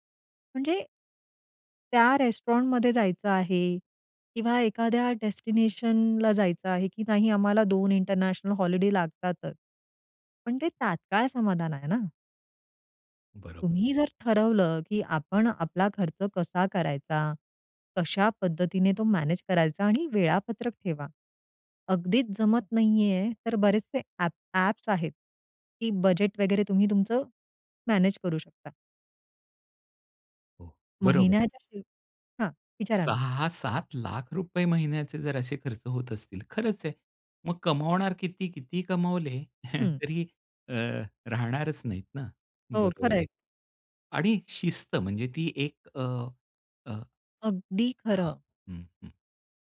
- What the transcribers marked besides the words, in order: in English: "रेस्टॉरंटमध्ये"; in English: "डेस्टिनेशनला"; in English: "इंटरनॅशनल हॉलिडे"; in English: "मॅनेज"; in English: "बजेट"; in English: "मॅनेज"
- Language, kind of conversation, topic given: Marathi, podcast, तात्काळ समाधान आणि दीर्घकालीन वाढ यांचा तोल कसा सांभाळतोस?